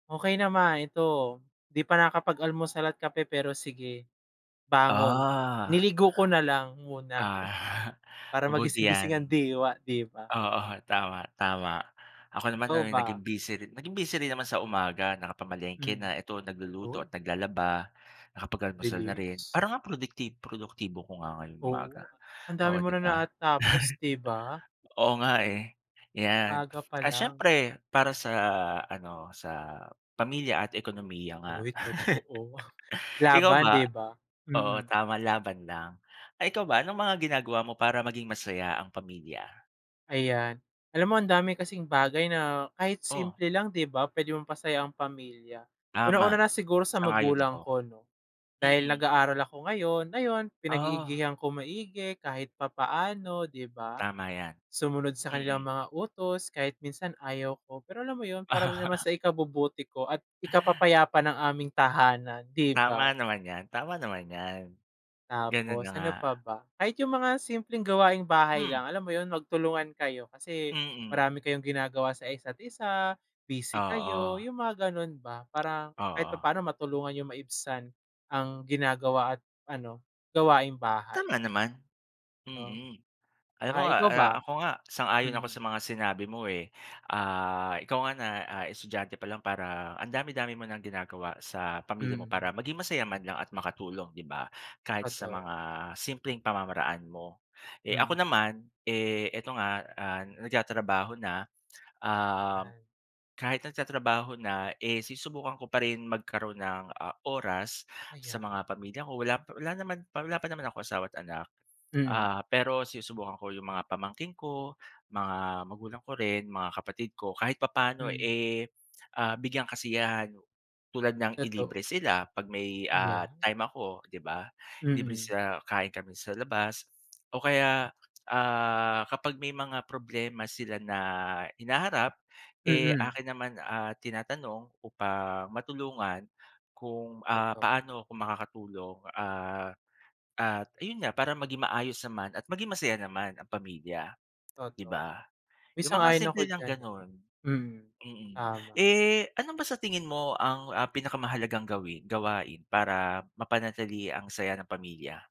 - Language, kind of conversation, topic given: Filipino, unstructured, Ano ang mga ginagawa mo upang maging masaya ang inyong pamilya?
- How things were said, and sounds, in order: other background noise; chuckle; chuckle; laugh; "Totoo" said as "Toto"